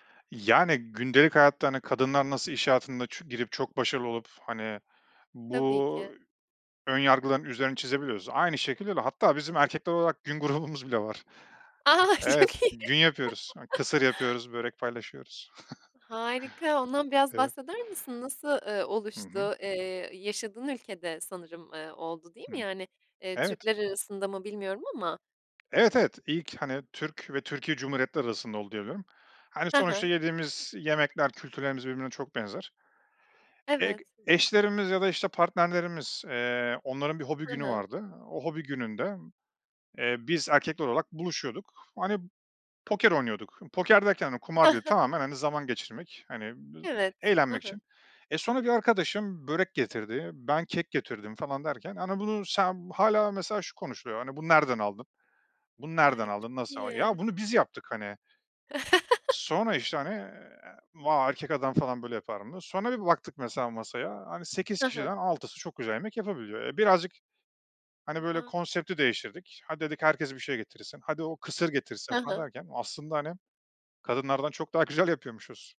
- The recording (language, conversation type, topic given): Turkish, podcast, Yemek yapmayı hobi hâline getirmek isteyenlere ne önerirsiniz?
- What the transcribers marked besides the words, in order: other background noise; laughing while speaking: "gün grubumuz bile var"; laugh; laughing while speaking: "Çok iyi"; laugh; chuckle; unintelligible speech; tapping; chuckle; unintelligible speech; "getirdim" said as "getürdim"; laugh; laughing while speaking: "güzel"